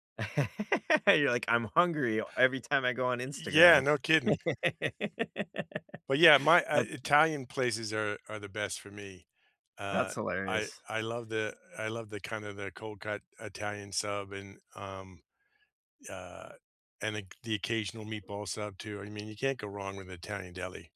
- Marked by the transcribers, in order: laugh; laugh; other background noise; tapping
- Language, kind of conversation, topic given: English, unstructured, Which street foods from your hometown or travels do you love most, and what memories do they carry?